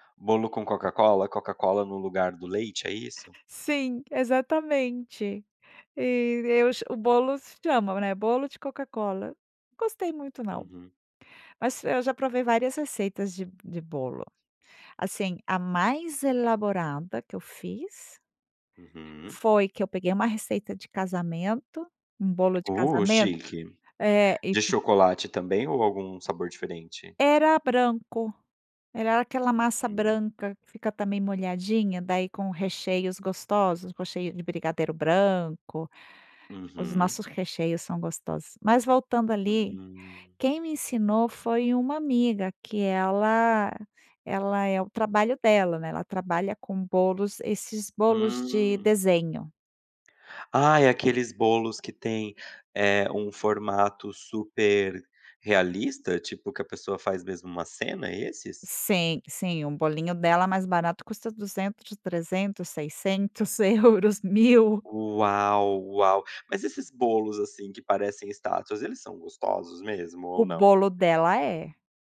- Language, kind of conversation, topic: Portuguese, podcast, Que receita caseira você faz quando quer consolar alguém?
- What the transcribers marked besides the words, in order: laugh